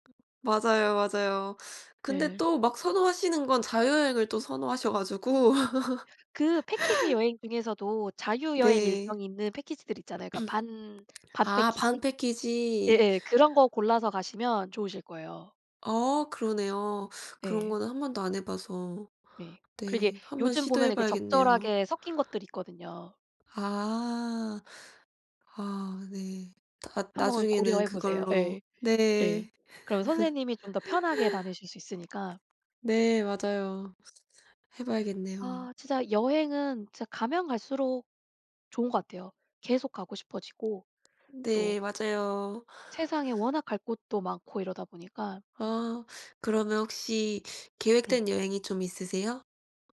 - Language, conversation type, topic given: Korean, unstructured, 어린 시절에 가장 기억에 남는 가족 여행은 무엇이었나요?
- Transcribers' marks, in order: other background noise; tapping; laugh; throat clearing; laugh